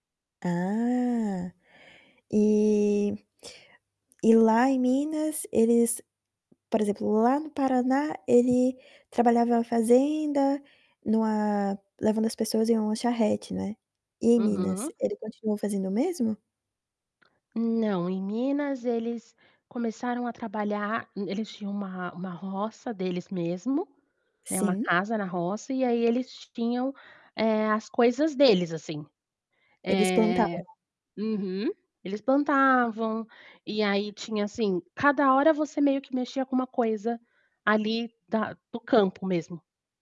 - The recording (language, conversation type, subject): Portuguese, podcast, Como as histórias de migração moldaram a sua família?
- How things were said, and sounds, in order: drawn out: "Ah, e"; tapping